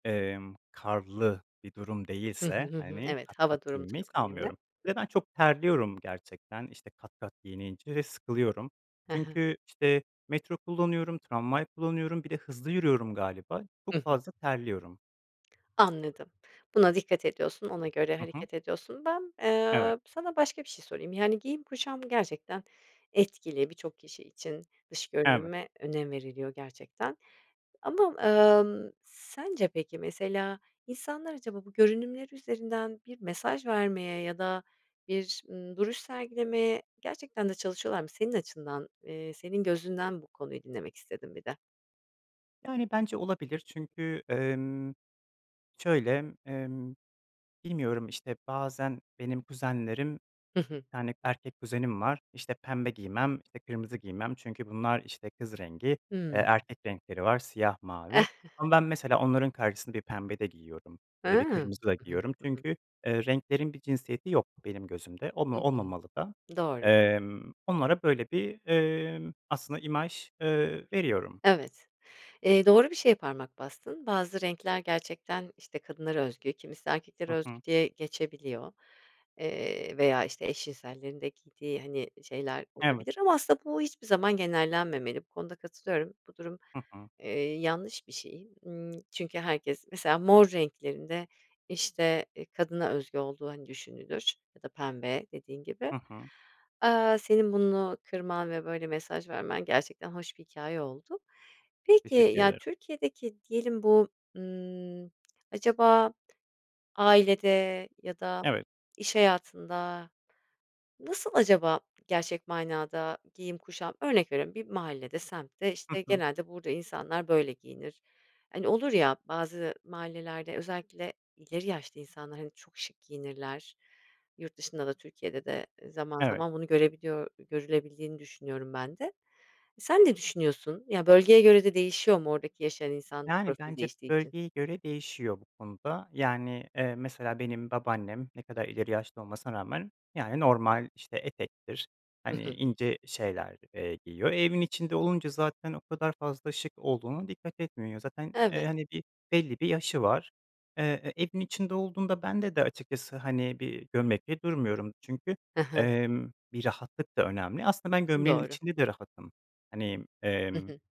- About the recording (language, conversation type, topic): Turkish, podcast, Tarzınız özgüveninizi nasıl etkiliyor?
- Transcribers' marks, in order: tapping; other background noise; other noise; chuckle